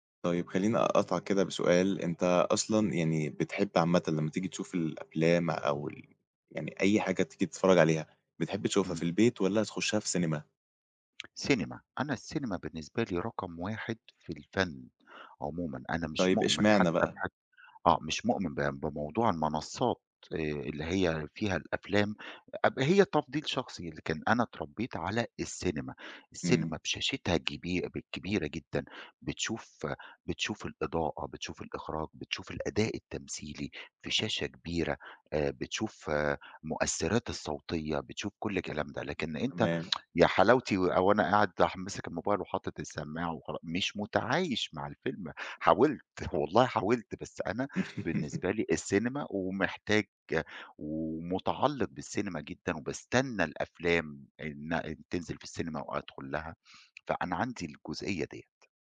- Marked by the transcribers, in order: tsk; chuckle
- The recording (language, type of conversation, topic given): Arabic, podcast, ليه بنحب نعيد مشاهدة أفلام الطفولة؟